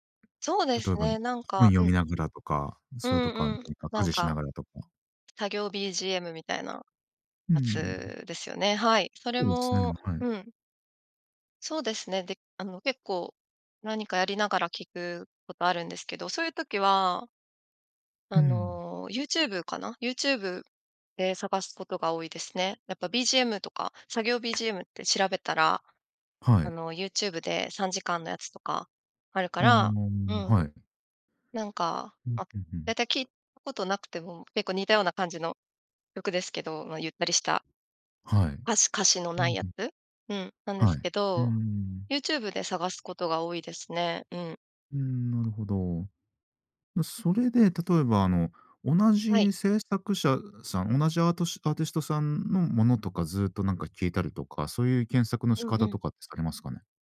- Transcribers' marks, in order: tapping; other background noise
- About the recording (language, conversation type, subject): Japanese, podcast, 普段、新曲はどこで見つけますか？